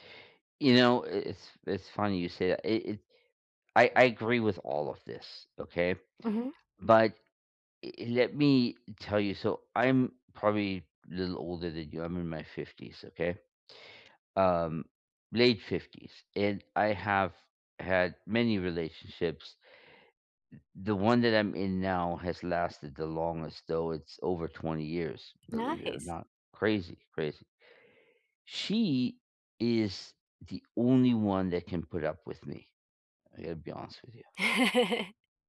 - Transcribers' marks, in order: other background noise; laugh
- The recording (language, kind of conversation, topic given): English, unstructured, What makes a relationship healthy?